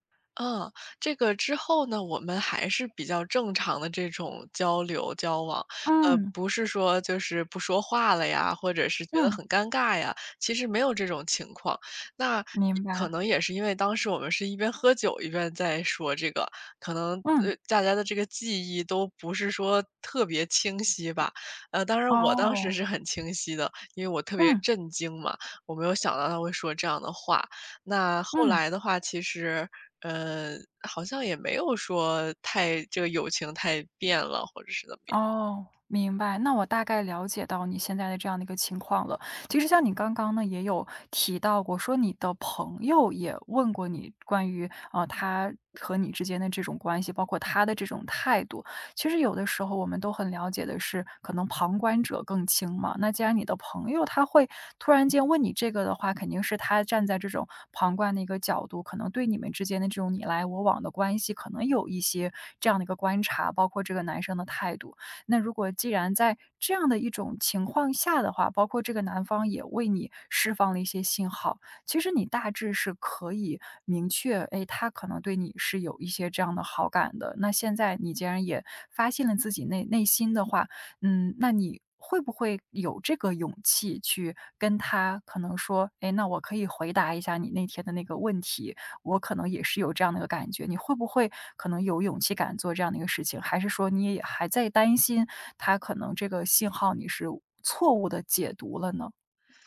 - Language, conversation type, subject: Chinese, advice, 我害怕表白会破坏友谊，该怎么办？
- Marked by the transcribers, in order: none